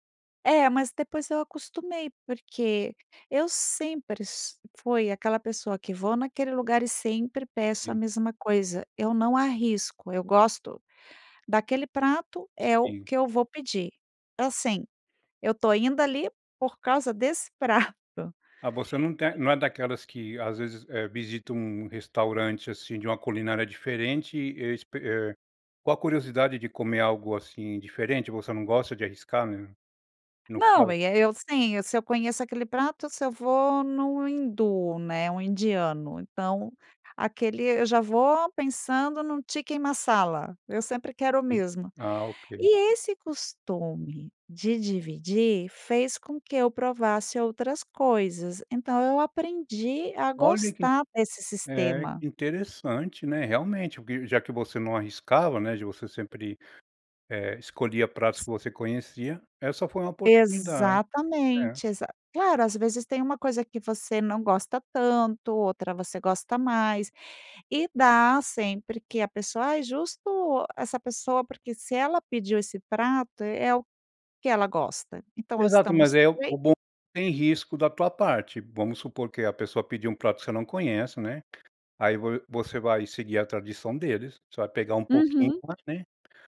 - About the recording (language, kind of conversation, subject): Portuguese, podcast, Como a comida influenciou sua adaptação cultural?
- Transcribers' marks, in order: chuckle